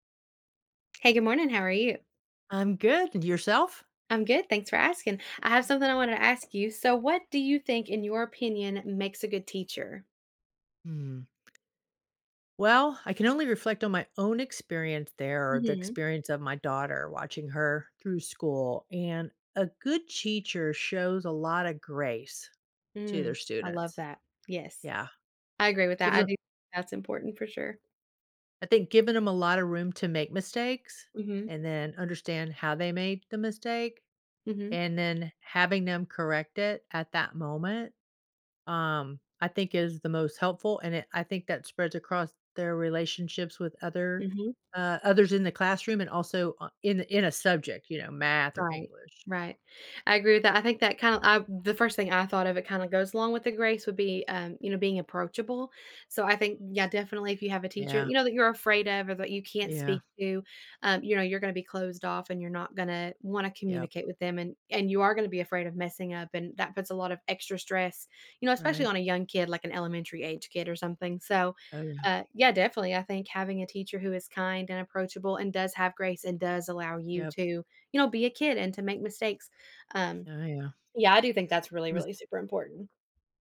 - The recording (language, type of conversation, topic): English, unstructured, What makes a good teacher in your opinion?
- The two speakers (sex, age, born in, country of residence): female, 30-34, United States, United States; female, 60-64, United States, United States
- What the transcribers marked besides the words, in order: other background noise; tapping; "teacher" said as "chicher"